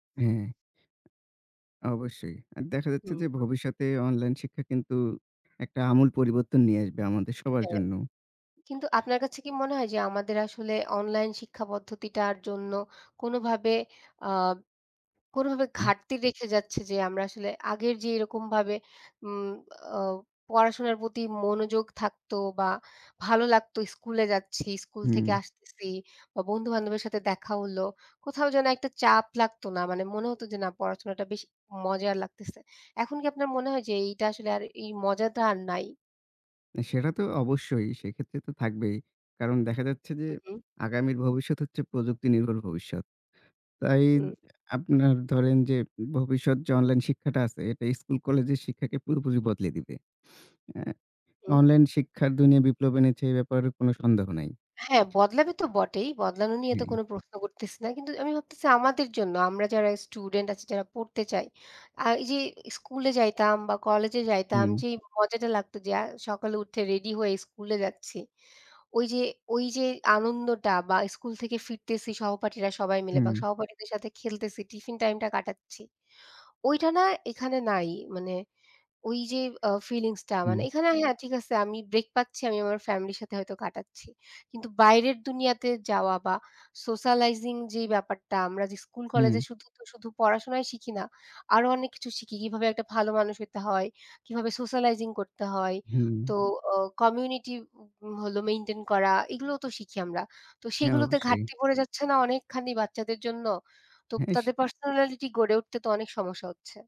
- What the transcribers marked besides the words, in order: tapping; other noise; other background noise; "পুরোপুরি" said as "পুরপুরি"; in English: "সোশ্যালাইজিং"; in English: "সোশ্যালাইজিং"
- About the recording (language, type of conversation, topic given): Bengali, unstructured, অনলাইন শিক্ষার সুবিধা ও অসুবিধাগুলো কী কী?